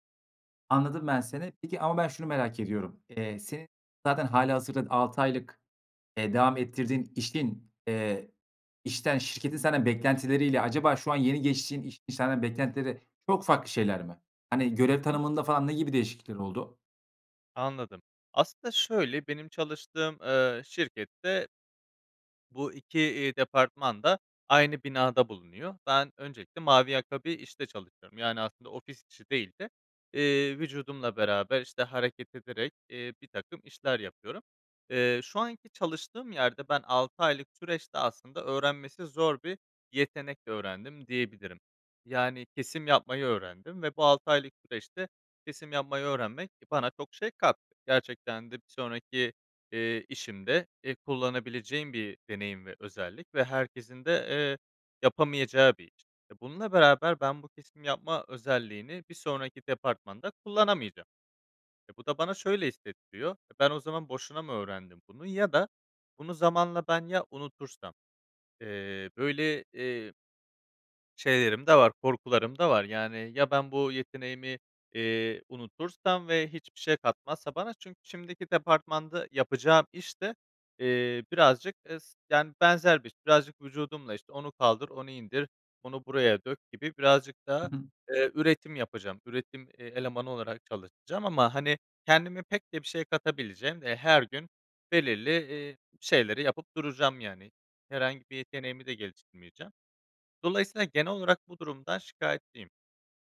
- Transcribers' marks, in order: none
- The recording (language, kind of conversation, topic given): Turkish, advice, İş yerinde görev ya da bölüm değişikliği sonrası yeni rolünüze uyum süreciniz nasıl geçti?